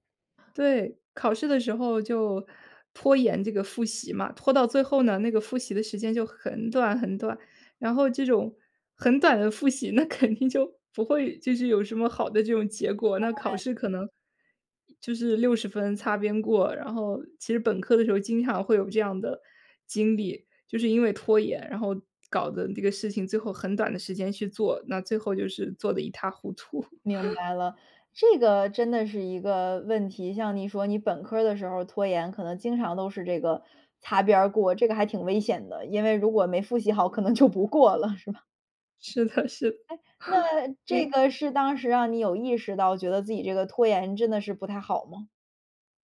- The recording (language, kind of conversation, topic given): Chinese, podcast, 你是如何克服拖延症的，可以分享一些具体方法吗？
- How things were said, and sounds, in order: laughing while speaking: "那肯定就不会"; laugh; laughing while speaking: "就不过了，是吧？"; other background noise; chuckle